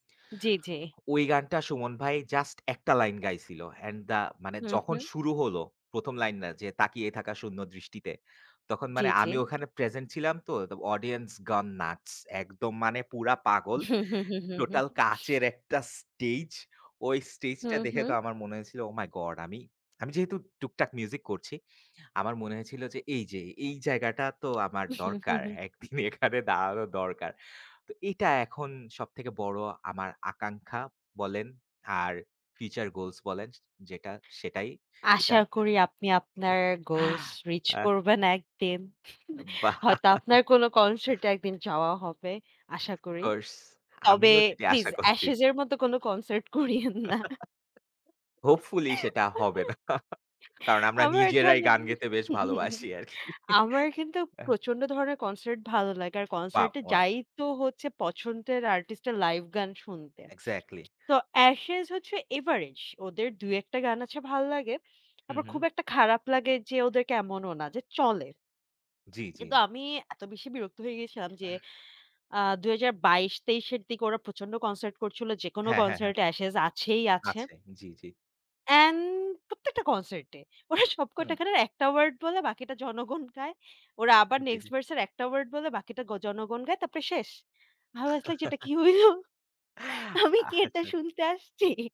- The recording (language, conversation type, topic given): Bengali, unstructured, আপনার জীবনের সবচেয়ে বড় আকাঙ্ক্ষা কী?
- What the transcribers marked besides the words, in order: tapping; chuckle; in English: "অডিয়েন্স গান নাটস"; chuckle; laughing while speaking: "একদিন এখানে দাঁড়ানো দরকার"; chuckle; laughing while speaking: "বাহ!"; chuckle; "Ashes" said as "অ্যাশেজ"; laughing while speaking: "করিয়েন না। আমার জানেন?"; laugh; chuckle; laughing while speaking: "হবে না"; laughing while speaking: "ভালোবাসি আরকি"; chuckle; other noise; in English: "আই ওয়াজ লাইক"; chuckle; laughing while speaking: "হইল? আমি কি এটা শুনতে আসছি?"; laughing while speaking: "আচ্ছা"